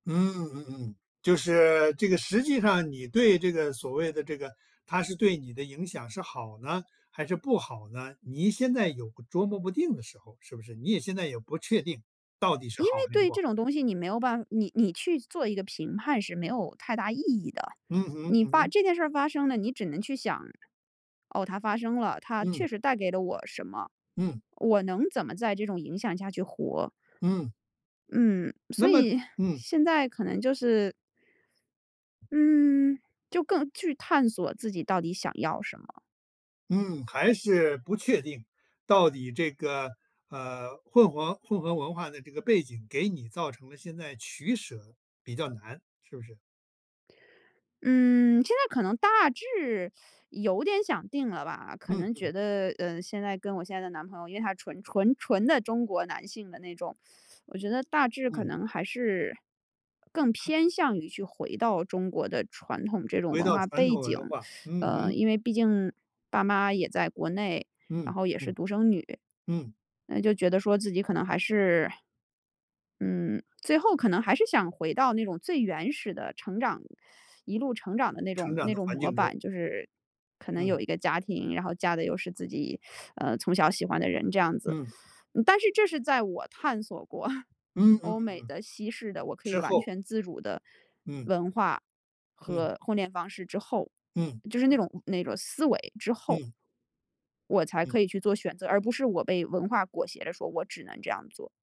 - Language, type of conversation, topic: Chinese, podcast, 混合文化背景对你意味着什么？
- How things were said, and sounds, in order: teeth sucking; teeth sucking; teeth sucking; teeth sucking; teeth sucking; teeth sucking; laughing while speaking: "过"